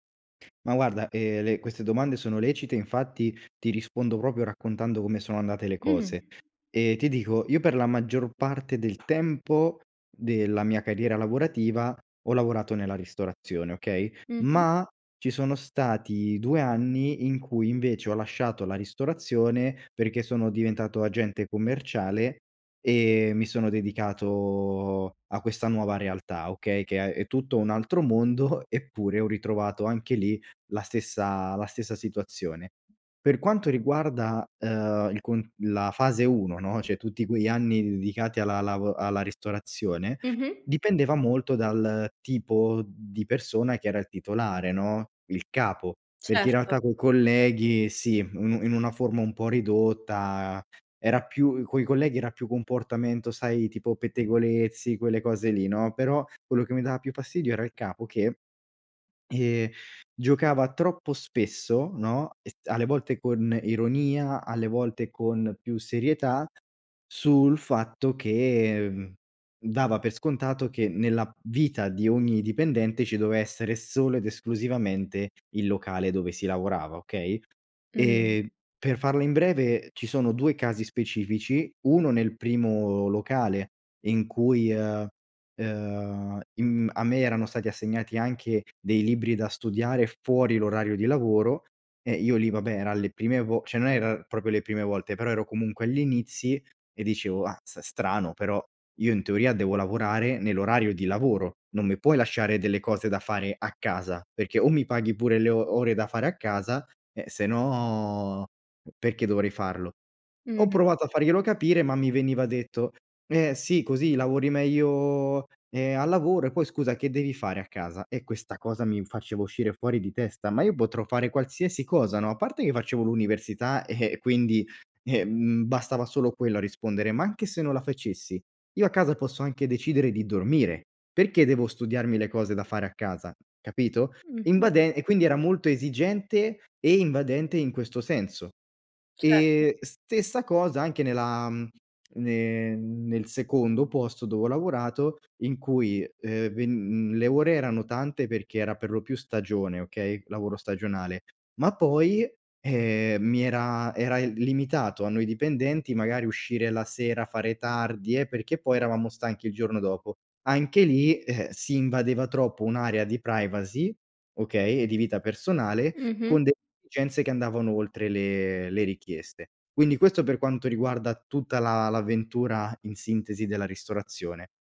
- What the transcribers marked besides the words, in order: other background noise; "proprio" said as "propio"; other noise; tapping; stressed: "ma"; laughing while speaking: "mondo"; "cioè" said as "ceh"; "doveva" said as "dovea"; "cioè" said as "ceh"; "erano" said as "erea"; "proprio" said as "propio"; scoff; scoff; unintelligible speech
- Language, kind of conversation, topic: Italian, advice, Come posso stabilire dei confini con un capo o un collega troppo esigente?